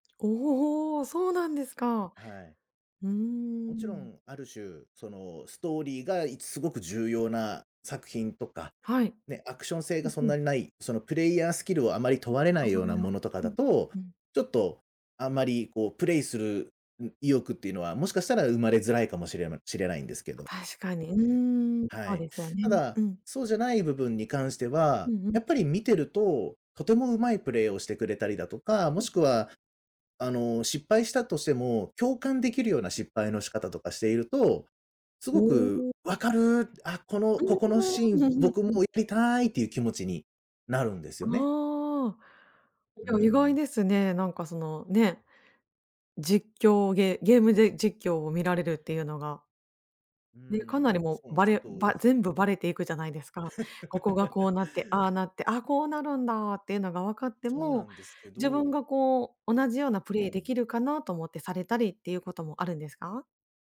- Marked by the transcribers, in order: other background noise; chuckle
- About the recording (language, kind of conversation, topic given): Japanese, podcast, ネタバレはどう扱うのがいいと思いますか？